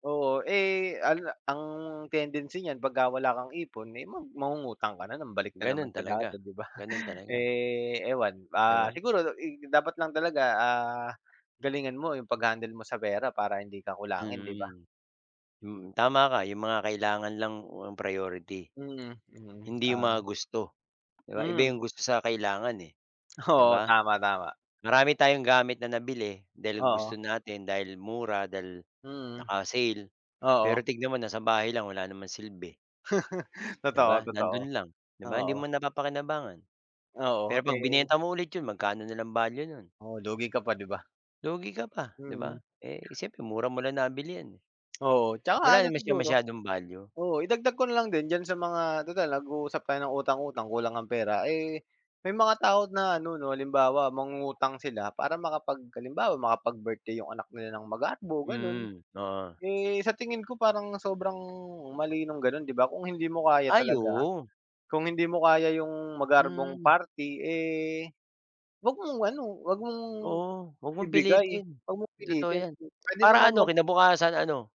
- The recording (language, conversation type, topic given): Filipino, unstructured, Paano mo hinaharap ang stress kapag kapos ka sa pera?
- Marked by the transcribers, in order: laughing while speaking: "'di ba?"; tapping; other background noise; chuckle